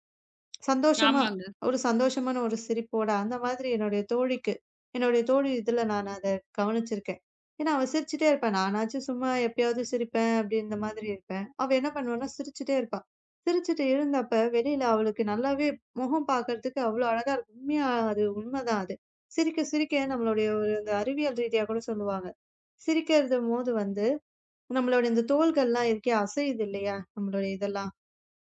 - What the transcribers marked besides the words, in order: none
- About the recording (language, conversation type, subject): Tamil, podcast, சிரித்துக்கொண்டிருக்கும் போது அந்தச் சிரிப்பு உண்மையானதா இல்லையா என்பதை நீங்கள் எப்படி அறிகிறீர்கள்?